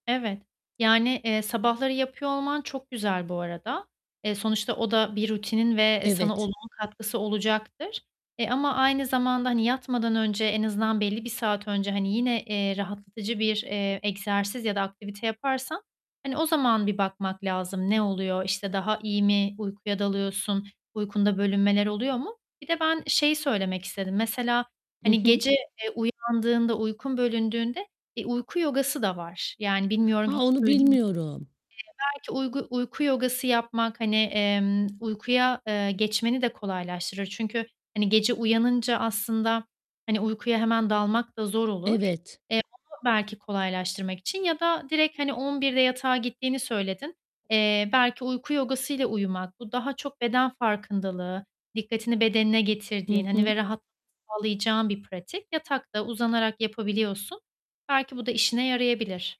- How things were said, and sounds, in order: static; tapping; distorted speech
- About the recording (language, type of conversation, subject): Turkish, advice, Düzenli bir uyku rutini oluşturmakta zorlanıyorum; her gece farklı saatlerde uyuyorum, ne yapmalıyım?